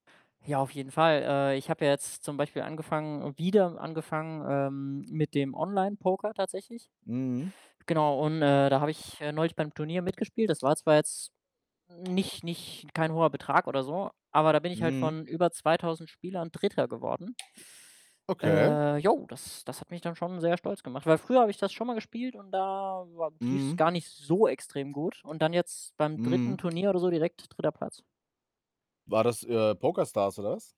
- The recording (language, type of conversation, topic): German, unstructured, Was war dein stolzester Moment in deinem Hobby?
- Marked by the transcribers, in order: stressed: "wieder"; other background noise; tapping; drawn out: "Äh"; drawn out: "da"